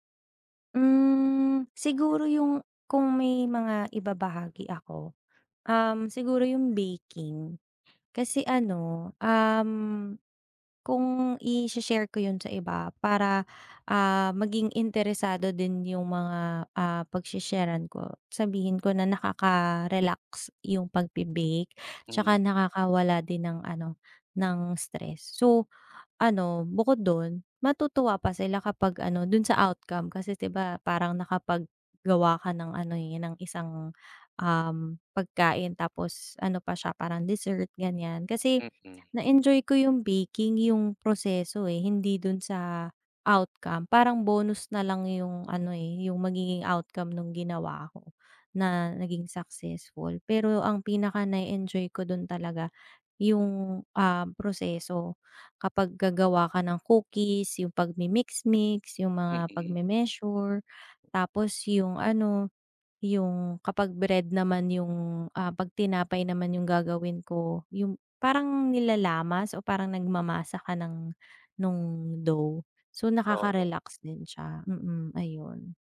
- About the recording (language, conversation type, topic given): Filipino, unstructured, Bakit mo gusto ang ginagawa mong libangan?
- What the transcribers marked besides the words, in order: drawn out: "Mm"